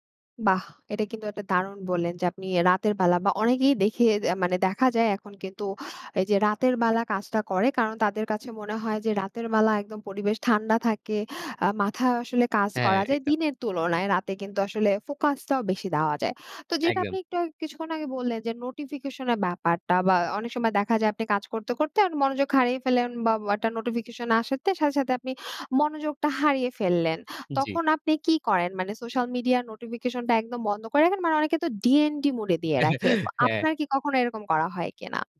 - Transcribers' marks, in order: "বেলা" said as "ম্যালা"; unintelligible speech; chuckle
- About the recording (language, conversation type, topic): Bengali, podcast, প্রযুক্তি কীভাবে তোমার শেখার ধরন বদলে দিয়েছে?